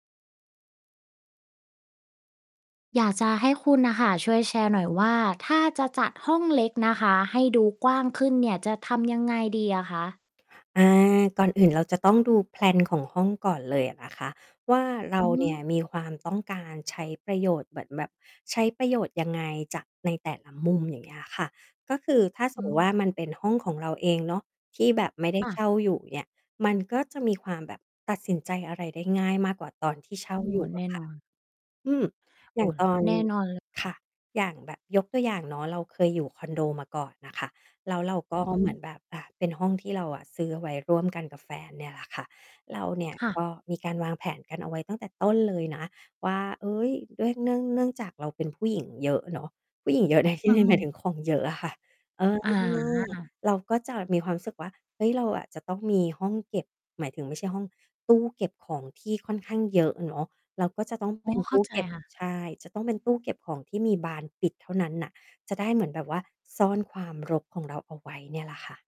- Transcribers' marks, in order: in English: "แพลน"; other background noise; distorted speech; mechanical hum
- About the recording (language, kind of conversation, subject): Thai, podcast, จะจัดห้องเล็กให้ดูกว้างขึ้นได้อย่างไร?